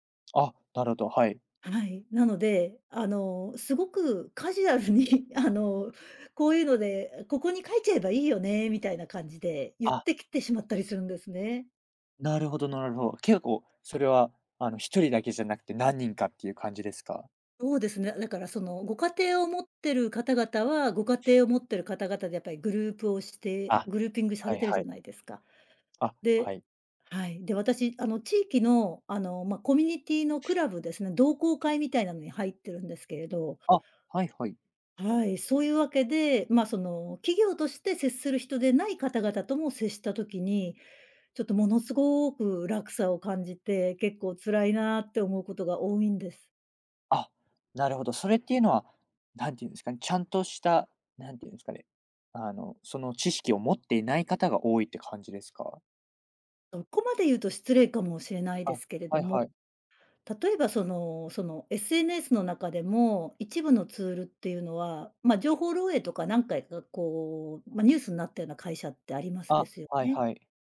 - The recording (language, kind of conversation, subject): Japanese, podcast, プライバシーと利便性は、どのように折り合いをつければよいですか？
- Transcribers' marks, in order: laughing while speaking: "カジュアルにあの"; other background noise; "なるほど" said as "なるほろ"